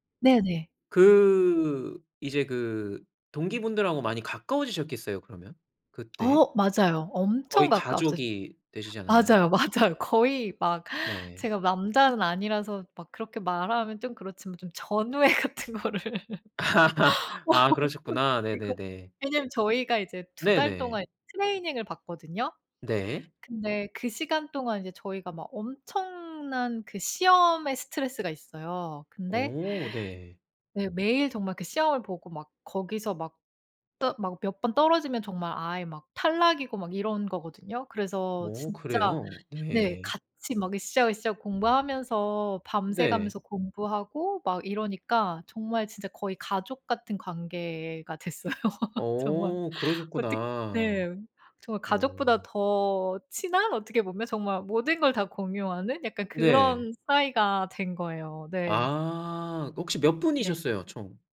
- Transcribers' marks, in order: tapping; other background noise; laughing while speaking: "맞아요"; laughing while speaking: "전우애 같은 거를"; laugh; laughing while speaking: "됐어요 정말"
- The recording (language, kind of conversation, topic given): Korean, podcast, 외로움을 줄이기 위해 지금 당장 할 수 있는 일은 무엇인가요?